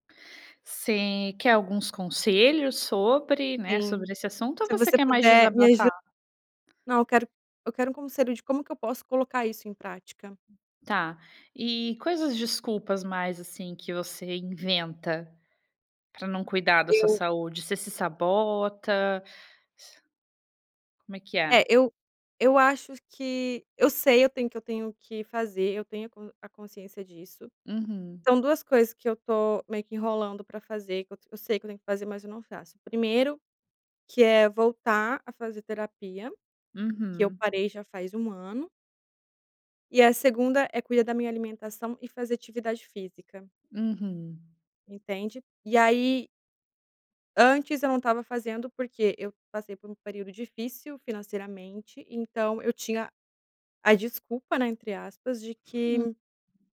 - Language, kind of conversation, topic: Portuguese, advice, Por que você inventa desculpas para não cuidar da sua saúde?
- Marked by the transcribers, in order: tapping